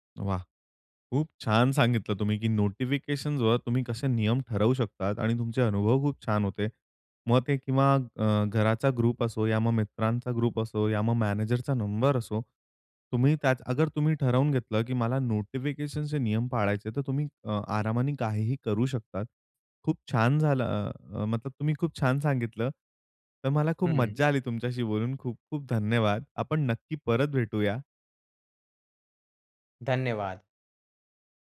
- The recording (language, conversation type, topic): Marathi, podcast, सूचना
- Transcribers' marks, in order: none